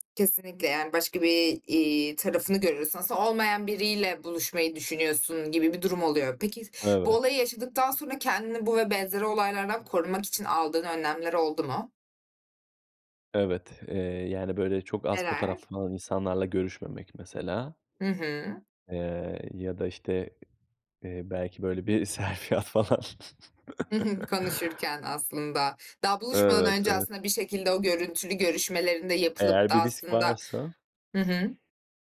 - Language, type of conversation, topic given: Turkish, podcast, Sosyal medyada gerçek bir bağ kurmak mümkün mü?
- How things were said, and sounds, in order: other background noise; laughing while speaking: "selfie at falan"; chuckle